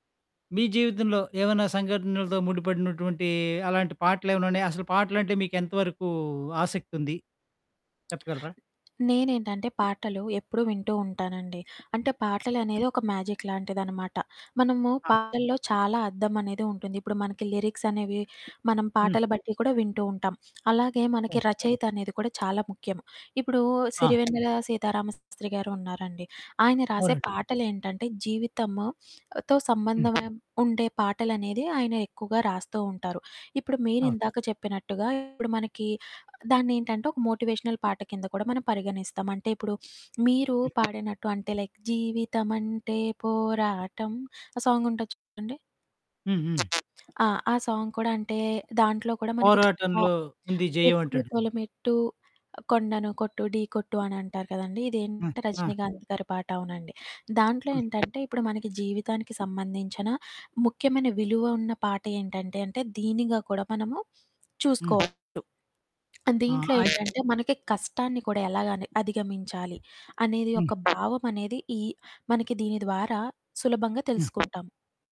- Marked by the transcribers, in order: other background noise; in English: "మ్యాజిక్‌లాంటిదనమాట"; distorted speech; sniff; in English: "మోటివేషనల్"; sniff; tapping; in English: "లైక్"; singing: "జీవితమంటే పోరాటం"; in English: "సాంగ్"; unintelligible speech
- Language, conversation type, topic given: Telugu, podcast, మీ జీవిత సంఘటనలతో గట్టిగా ముడిపడిపోయిన పాట ఏది?